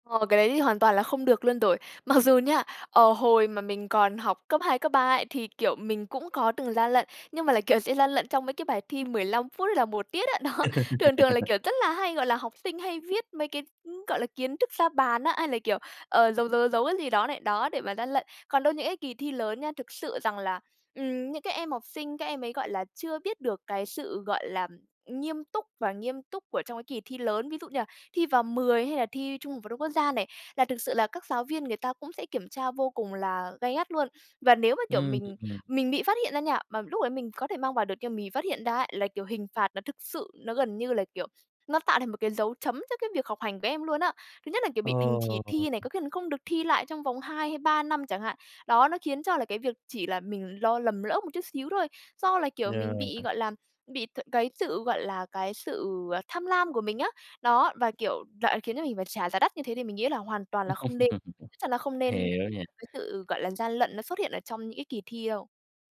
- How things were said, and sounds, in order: laughing while speaking: "Mặc"; laughing while speaking: "kiểu"; laugh; laughing while speaking: "Đó"; laugh; unintelligible speech
- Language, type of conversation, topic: Vietnamese, podcast, Bạn thấy các kỳ thi có phản ánh năng lực thật của học sinh không?